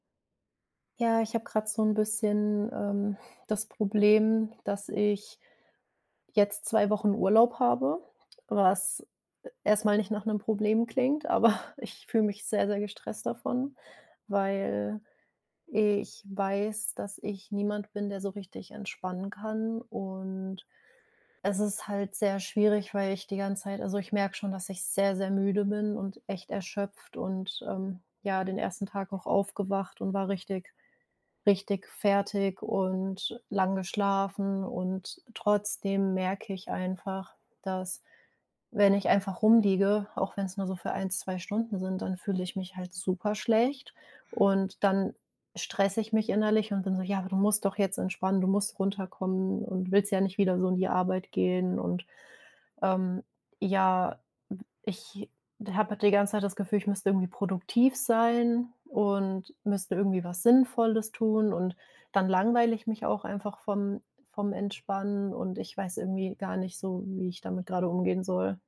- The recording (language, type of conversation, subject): German, advice, Warum fühle ich mich schuldig, wenn ich einfach entspanne?
- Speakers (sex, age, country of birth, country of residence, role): female, 25-29, Germany, Germany, user; male, 60-64, Germany, Germany, advisor
- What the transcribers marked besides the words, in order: chuckle